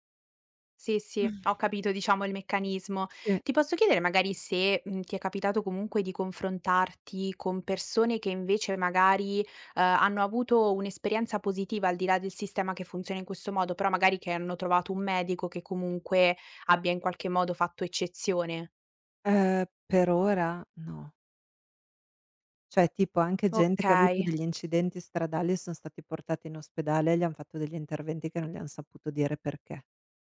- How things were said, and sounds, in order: other noise; "Cioè" said as "ceh"
- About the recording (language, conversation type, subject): Italian, advice, Come posso affrontare una diagnosi medica incerta e l’ansia legata alle scelte da fare?